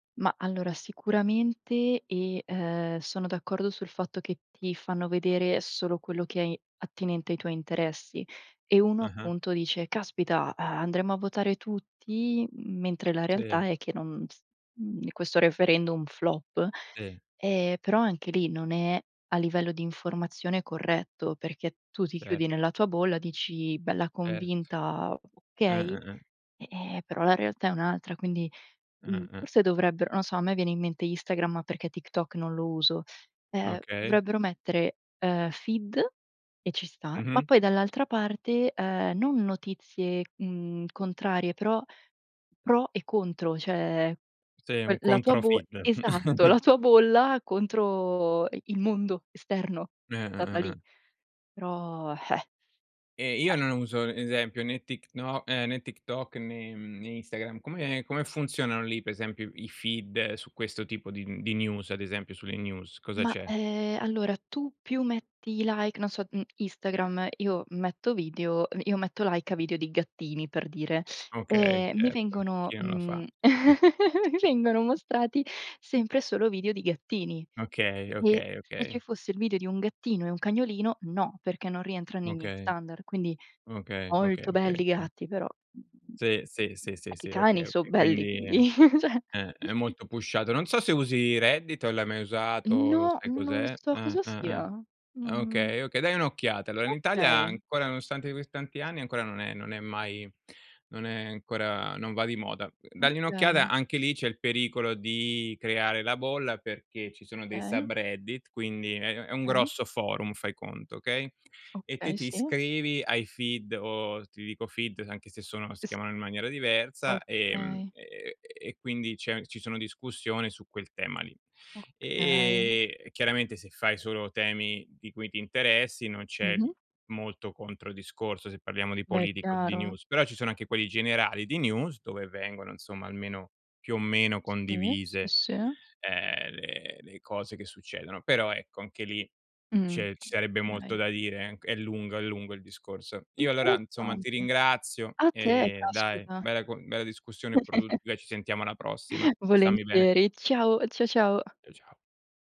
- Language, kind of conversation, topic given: Italian, unstructured, Come pensi che i social media influenzino le notizie quotidiane?
- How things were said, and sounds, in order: other background noise; in English: "feed"; in English: "feed"; chuckle; "cioè" said as "ceh"; unintelligible speech; in English: "feed"; laugh; chuckle; laugh; "cioè" said as "ceh"; in English: "pushato"; chuckle; tapping; "Okay" said as "kay"; unintelligible speech; in English: "feed"; in English: "feed"; in English: "news"; in English: "news"; lip smack; "insomma" said as "nsomma"; chuckle; "ciao" said as "cia"; other noise